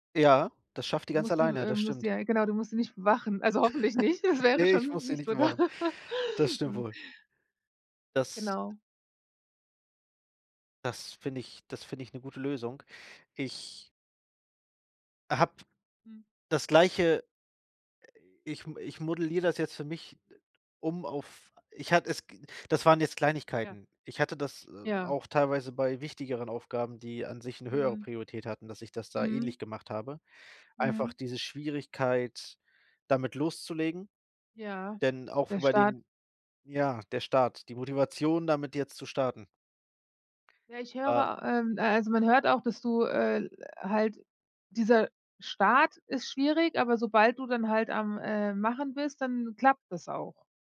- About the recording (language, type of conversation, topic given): German, advice, Warum schiebe ich ständig wichtige Aufgaben auf?
- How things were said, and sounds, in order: other background noise; chuckle; laughing while speaking: "toll"; chuckle; other noise